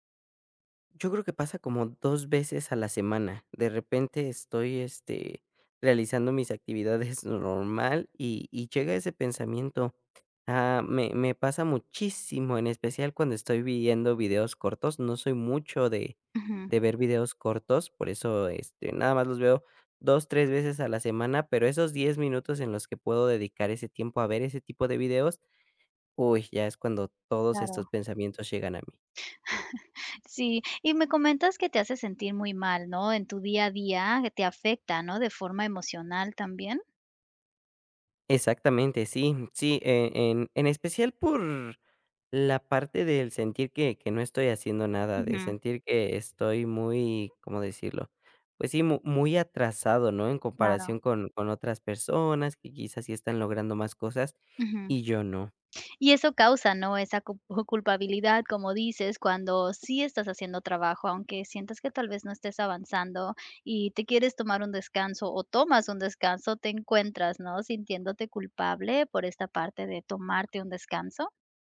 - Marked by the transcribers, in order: chuckle
- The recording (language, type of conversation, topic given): Spanish, advice, ¿Cómo puedo manejar pensamientos negativos recurrentes y una autocrítica intensa?